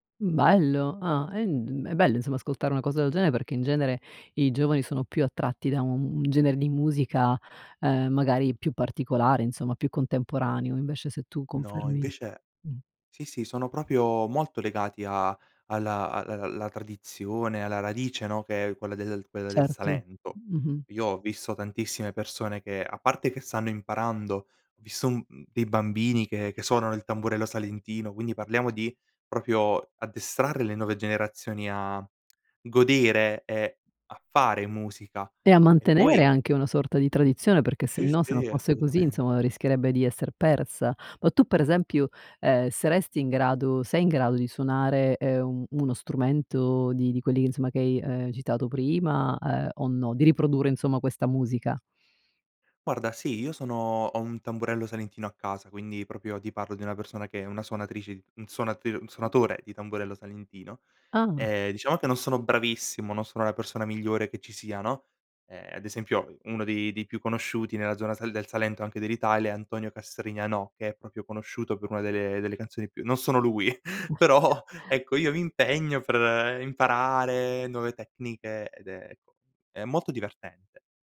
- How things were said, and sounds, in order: other background noise; tapping; chuckle; chuckle; laughing while speaking: "però"
- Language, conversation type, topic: Italian, podcast, Quali tradizioni musicali della tua regione ti hanno segnato?